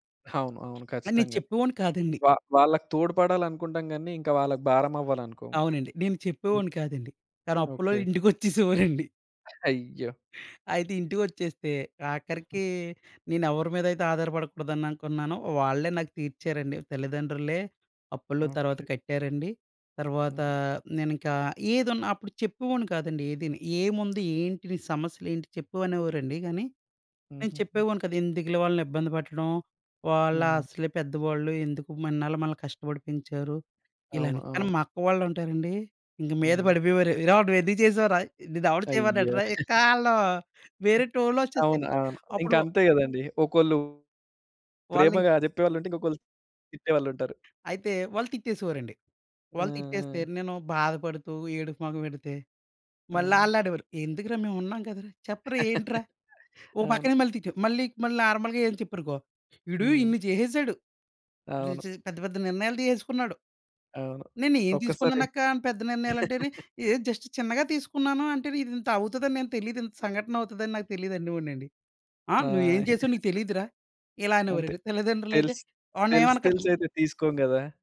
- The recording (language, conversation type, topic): Telugu, podcast, ఒక చిన్న చర్య వల్ల మీ జీవితంలో పెద్ద మార్పు తీసుకొచ్చిన సంఘటన ఏదైనా ఉందా?
- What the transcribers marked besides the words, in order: other background noise; laughing while speaking: "ఇంటికొచ్చేసేవారండి"; laughing while speaking: "నువ్వేందుకు చేసావురా? నిన్నెవడు చేయమన్నాడురా?"; chuckle; in English: "టోన్‌లోచ్చేస్తది"; giggle; in English: "నార్మల్‌గా"; in English: "జస్ట్"; giggle; tapping; giggle